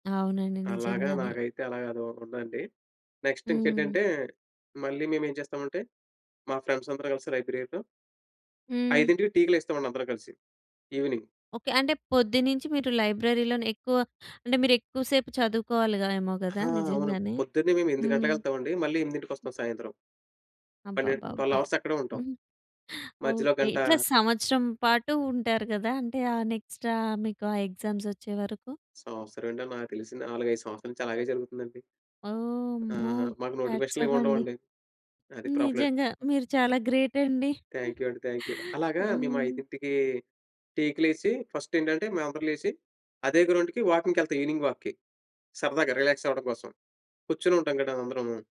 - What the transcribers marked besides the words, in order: in English: "లైబ్రేరిలో"; in English: "ఈవినింగ్"; in English: "లైబ్రరీ‌లోనే"; other noise; in English: "ట్వెల్వ్ అవర్స్"; in English: "హ్యాట్స్ ఆఫ్"; in English: "ప్రాబ్లమ్"; in English: "థాంక్యూ"; in English: "థాంక్యూ"; giggle; in English: "గ్రౌండ్‌కి"; in English: "ఈవెనింగ్ వాక్‌కి"
- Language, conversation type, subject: Telugu, podcast, రోజువారీ పనిలో మీకు అత్యంత ఆనందం కలిగేది ఏమిటి?